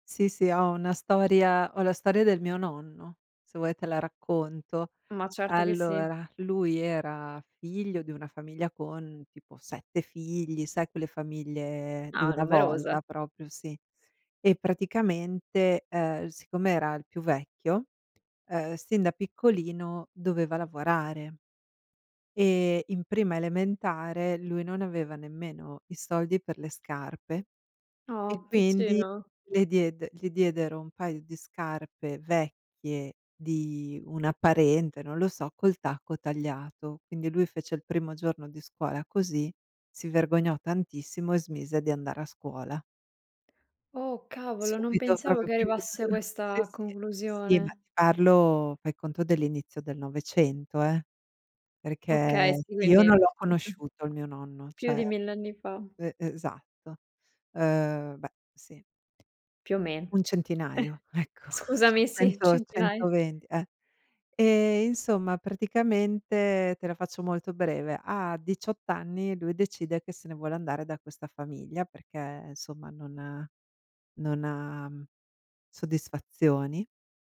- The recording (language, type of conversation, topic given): Italian, podcast, Qual è una leggenda o una storia che circola nella tua famiglia?
- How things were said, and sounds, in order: laughing while speaking: "gio"; chuckle; "cioè" said as "ceh"; tapping; laughing while speaking: "ecco"; chuckle; "centinaia" said as "centinai"; "insomma" said as "nsomma"